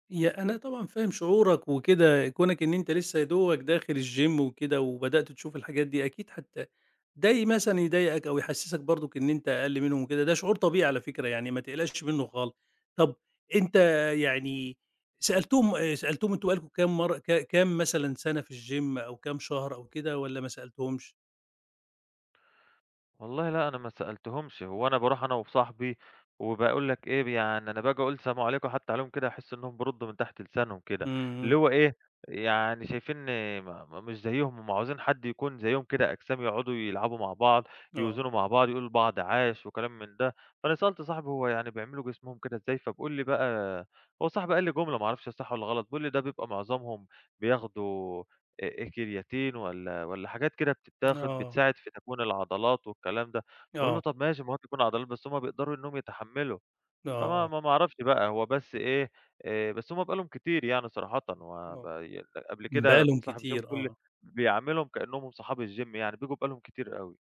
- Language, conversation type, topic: Arabic, advice, إزاي بتتجنب إنك تقع في فخ مقارنة نفسك بزمايلك في التمرين؟
- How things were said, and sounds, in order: in English: "الgym"; other background noise; in English: "الgym"; in English: "الgym"; in English: "الgym"